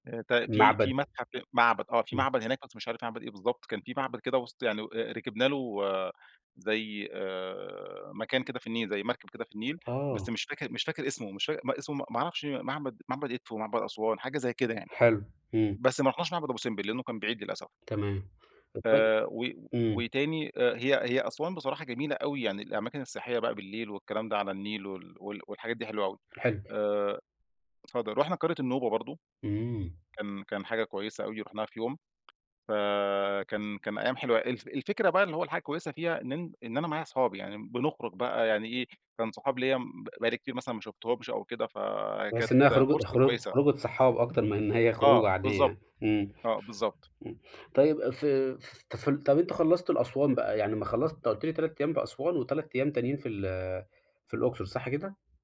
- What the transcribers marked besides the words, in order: tapping; other background noise
- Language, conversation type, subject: Arabic, podcast, احكيلي عن أجمل رحلة رُحتها في حياتك؟